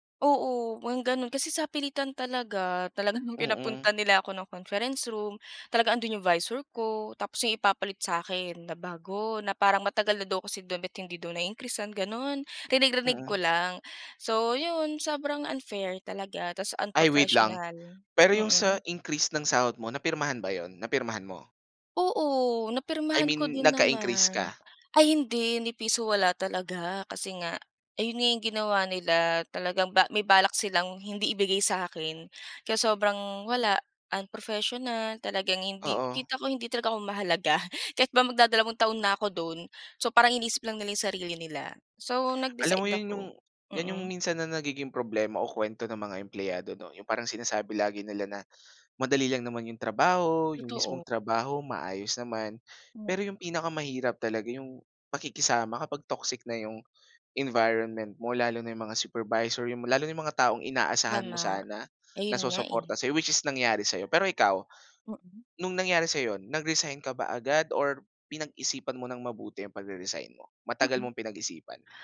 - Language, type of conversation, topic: Filipino, podcast, Paano mo pinapasiya kung aalis ka na ba sa trabaho o magpapatuloy ka pa?
- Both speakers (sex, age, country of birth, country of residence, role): female, 25-29, Philippines, Philippines, guest; male, 25-29, Philippines, Philippines, host
- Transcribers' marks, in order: in English: "conference room"; laughing while speaking: "mahalaga"